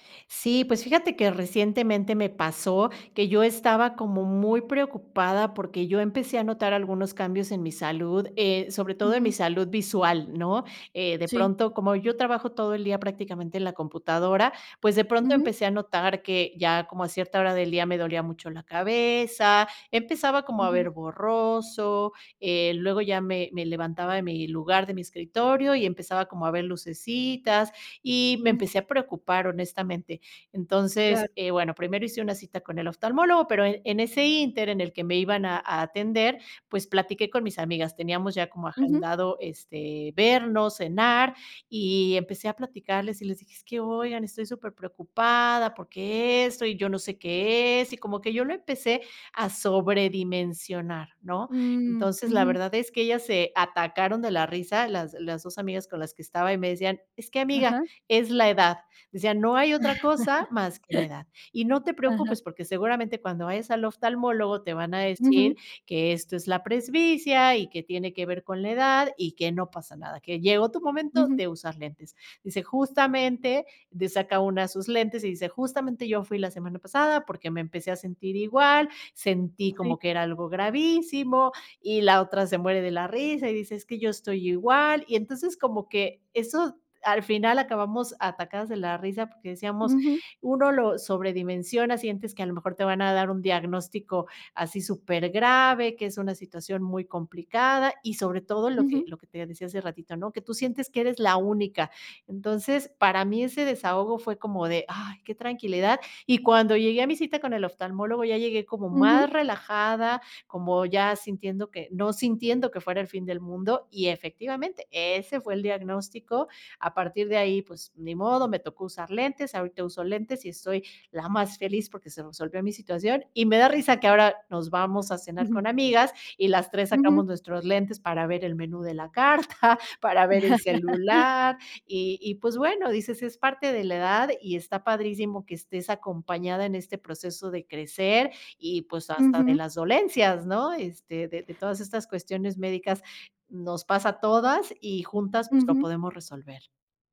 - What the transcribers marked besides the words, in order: laugh; laugh; laughing while speaking: "carta"
- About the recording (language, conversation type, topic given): Spanish, podcast, ¿Qué rol juegan tus amigos y tu familia en tu tranquilidad?